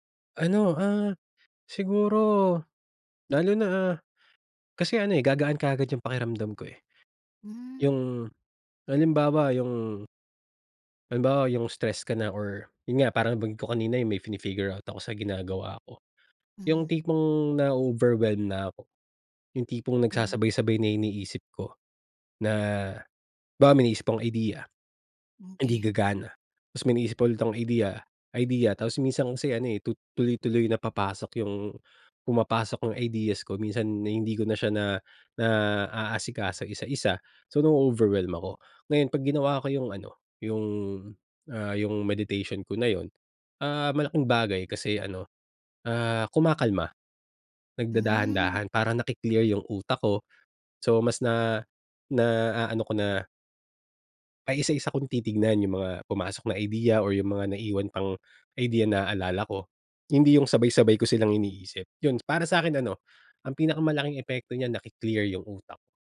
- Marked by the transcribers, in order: "halimbawa" said as "bawa"; in English: "meditation"
- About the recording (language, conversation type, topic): Filipino, podcast, Ano ang ginagawa mong self-care kahit sobrang busy?